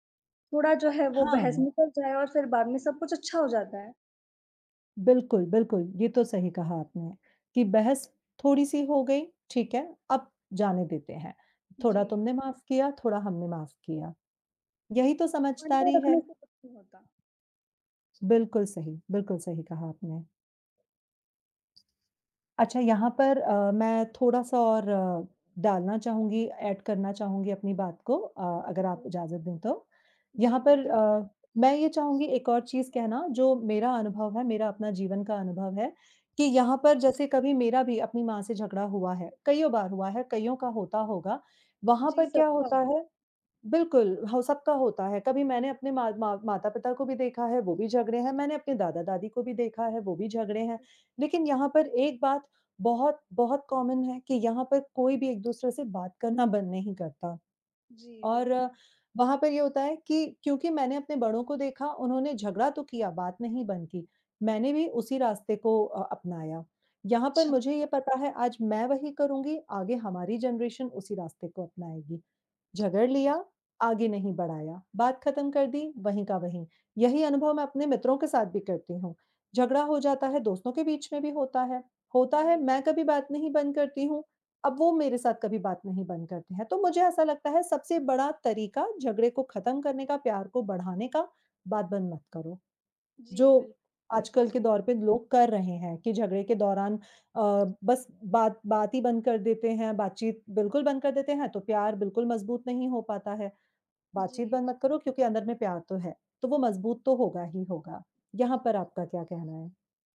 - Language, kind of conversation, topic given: Hindi, unstructured, क्या झगड़े के बाद प्यार बढ़ सकता है, और आपका अनुभव क्या कहता है?
- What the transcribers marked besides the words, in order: tapping; other background noise; in English: "एड"; in English: "कॉमन"; in English: "जनरेशन"